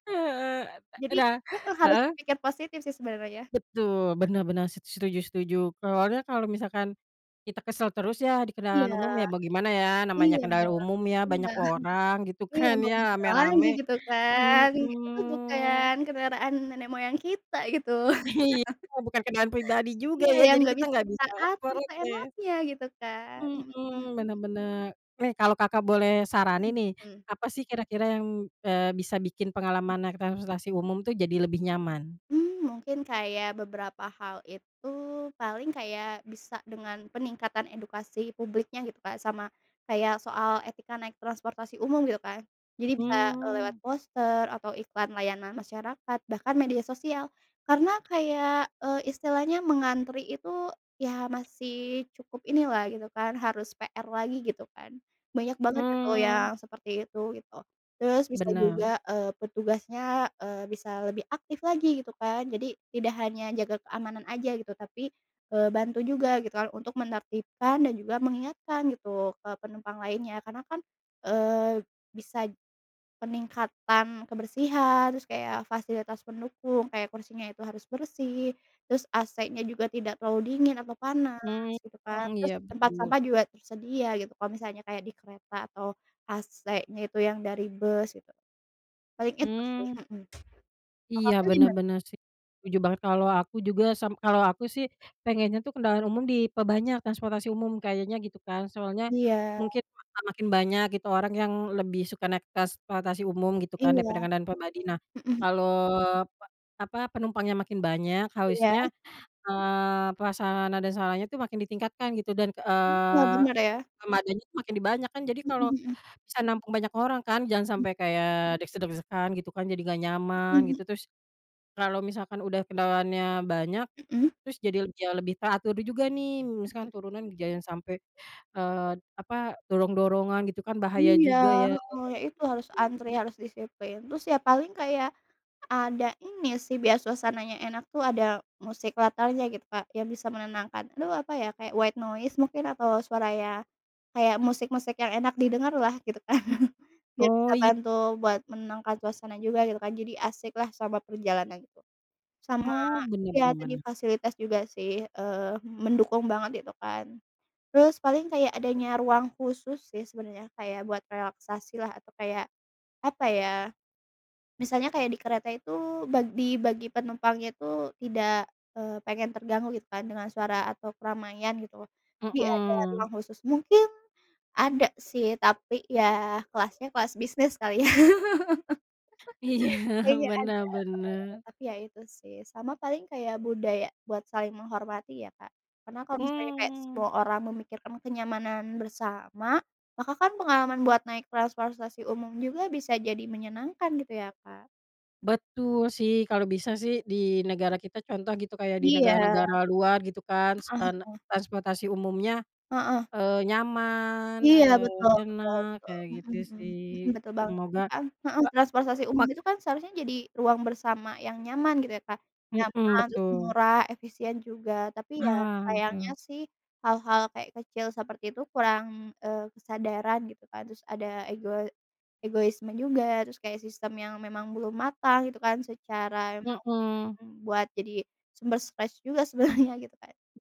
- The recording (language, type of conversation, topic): Indonesian, unstructured, Apa hal yang paling membuat kamu kesal saat menggunakan transportasi umum?
- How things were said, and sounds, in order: laughing while speaking: "bener"; laughing while speaking: "kan"; drawn out: "Hmm"; laughing while speaking: "Iya"; laugh; other background noise; "transportasi" said as "tasportasi"; unintelligible speech; in English: "white noise"; chuckle; laughing while speaking: "ya"; laugh; laughing while speaking: "Iya"; unintelligible speech; laughing while speaking: "sebenarnya"; tapping